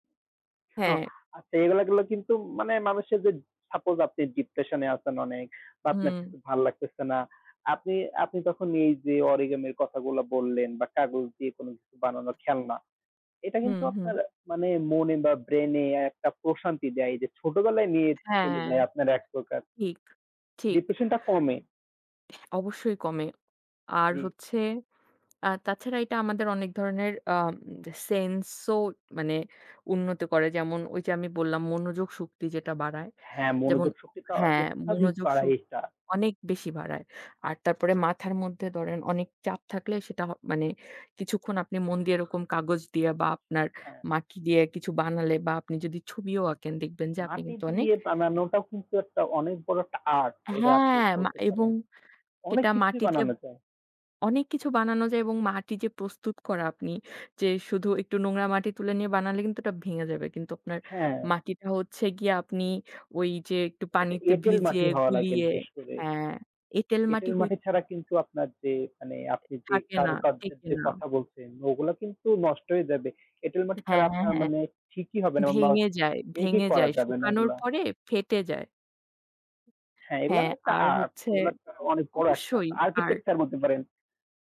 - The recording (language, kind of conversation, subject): Bengali, unstructured, ছোটবেলায় আপনার সবচেয়ে প্রিয় খেলনাটি কোনটি ছিল?
- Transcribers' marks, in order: in English: "সাপোস"; in English: "ডিপ্রেশনে"; in English: "অরিগ্যামির"; in English: "মেক"; in English: "আরকিটেকচার"